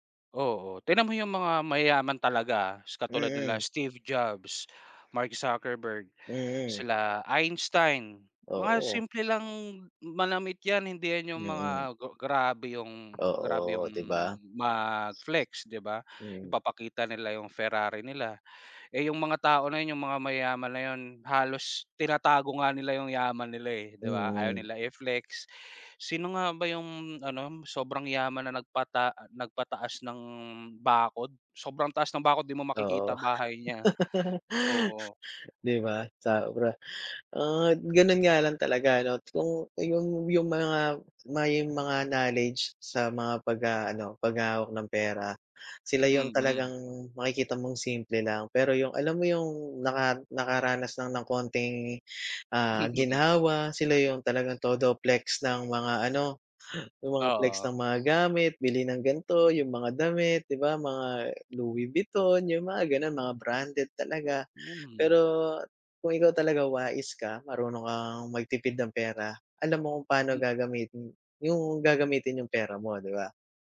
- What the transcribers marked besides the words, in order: laugh; chuckle
- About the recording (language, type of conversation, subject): Filipino, unstructured, Ano ang pakiramdam mo kapag nakakatipid ka ng pera?